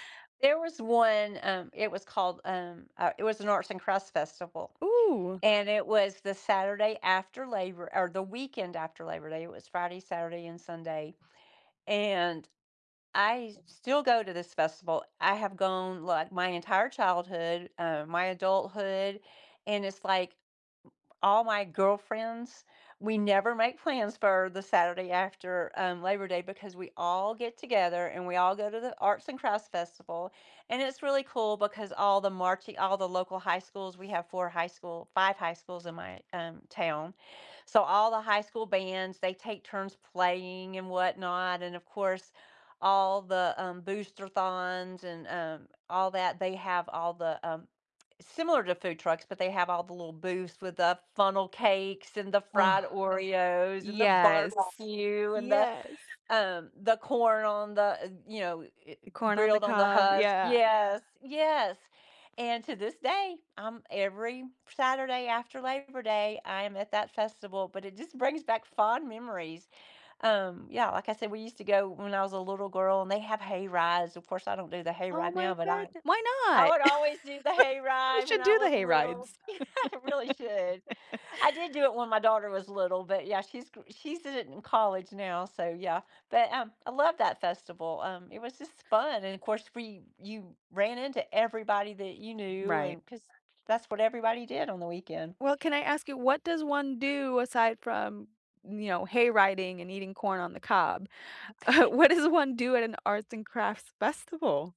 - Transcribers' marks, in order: other background noise; sigh; laugh; laugh; tapping; laugh; laughing while speaking: "What does"
- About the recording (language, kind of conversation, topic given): English, unstructured, How do festivals, favorite foods, and shared stories bring you closer to others?
- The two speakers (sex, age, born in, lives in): female, 30-34, United States, United States; female, 60-64, United States, United States